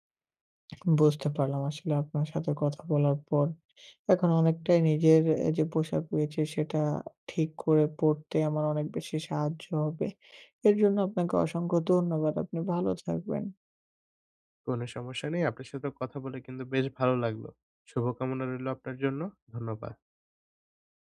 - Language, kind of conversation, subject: Bengali, advice, দৈনন্দিন জীবন, অফিস এবং দিন-রাতের বিভিন্ন সময়ে দ্রুত ও সহজে পোশাক কীভাবে বেছে নিতে পারি?
- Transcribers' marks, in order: none